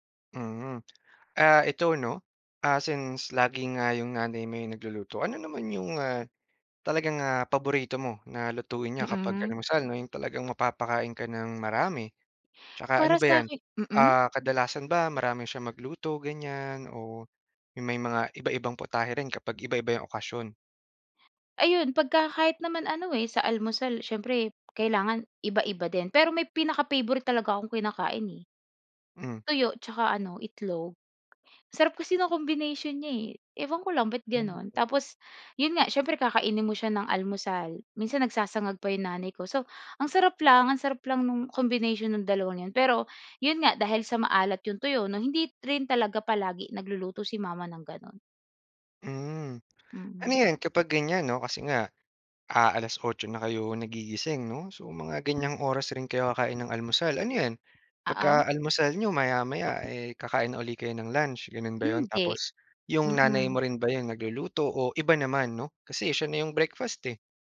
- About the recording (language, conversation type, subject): Filipino, podcast, Ano ang karaniwang almusal ninyo sa bahay?
- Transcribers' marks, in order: tapping